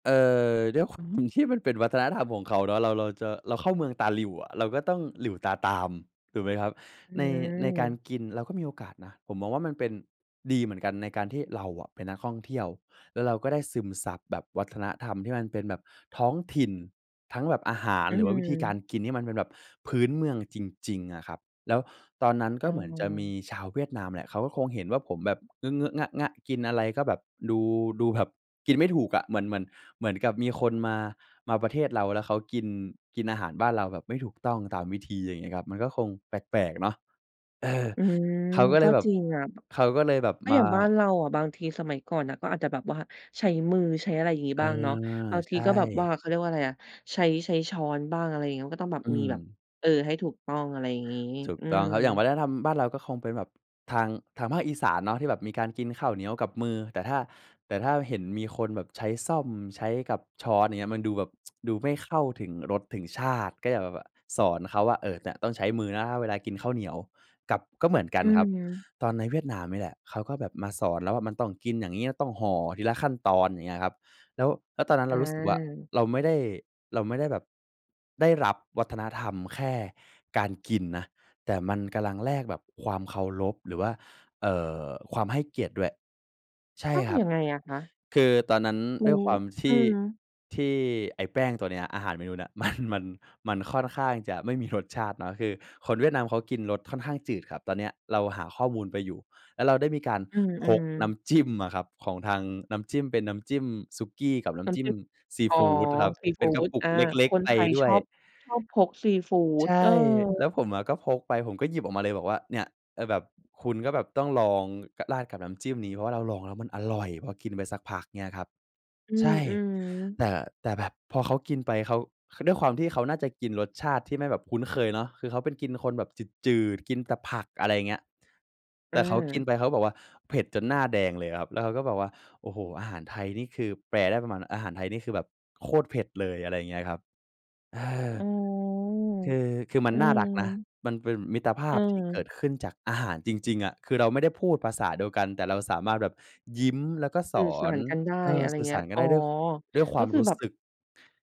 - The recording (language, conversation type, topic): Thai, podcast, เคยมีประสบการณ์แลกเปลี่ยนวัฒนธรรมกับใครที่ทำให้ประทับใจไหม?
- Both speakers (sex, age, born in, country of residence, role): female, 30-34, Thailand, Thailand, host; male, 20-24, Thailand, Thailand, guest
- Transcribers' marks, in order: unintelligible speech; tapping; tsk; laughing while speaking: "มัน"